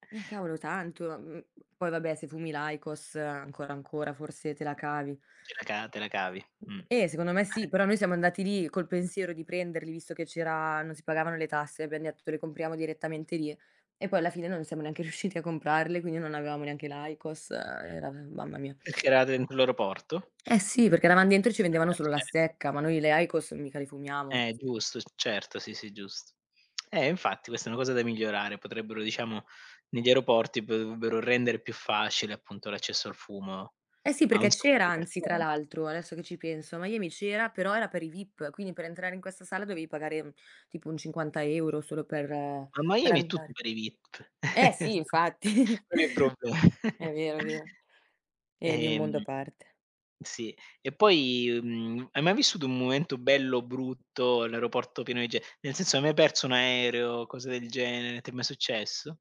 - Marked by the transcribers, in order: other background noise; other noise; sniff; inhale; chuckle
- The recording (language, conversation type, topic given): Italian, unstructured, Che cosa ti fa arrabbiare negli aeroporti affollati?
- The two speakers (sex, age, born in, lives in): female, 25-29, Italy, Italy; male, 40-44, Italy, Germany